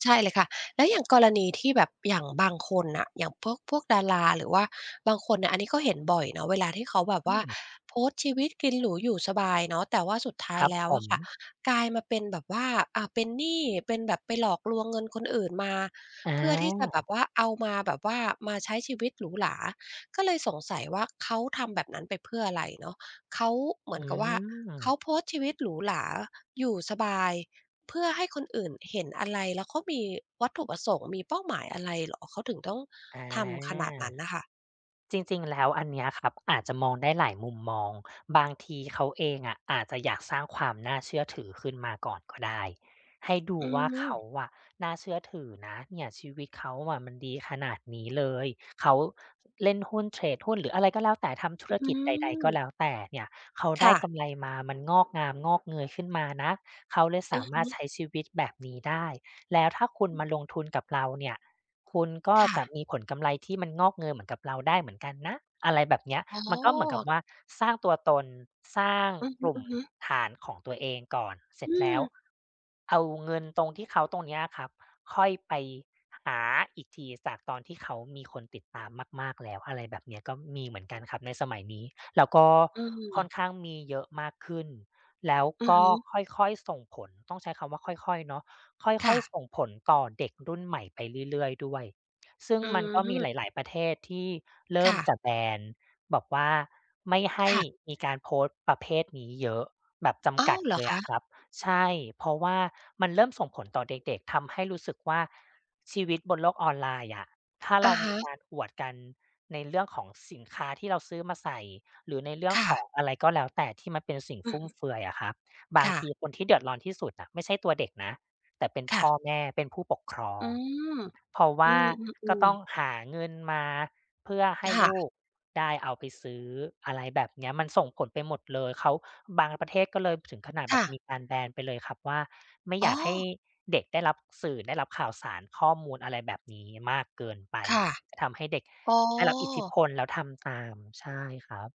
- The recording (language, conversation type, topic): Thai, advice, คุณรู้สึกอย่างไรเมื่อถูกโซเชียลมีเดียกดดันให้ต้องแสดงว่าชีวิตสมบูรณ์แบบ?
- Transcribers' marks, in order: other noise; drawn out: "อา"; other background noise; tapping; drawn out: "อ๋อ"